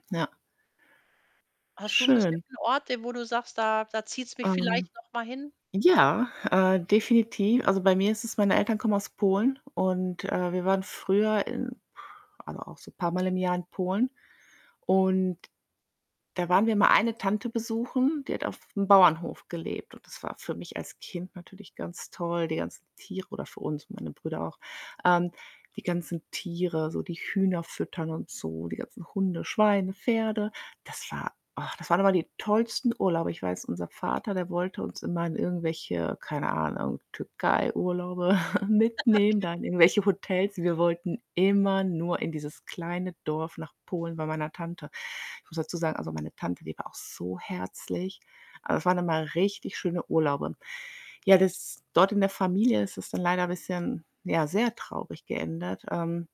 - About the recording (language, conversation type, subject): German, unstructured, Welchen Ort aus deiner Vergangenheit würdest du gern noch einmal besuchen?
- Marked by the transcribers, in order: static; distorted speech; blowing; other background noise; chuckle; laugh; laughing while speaking: "Okay"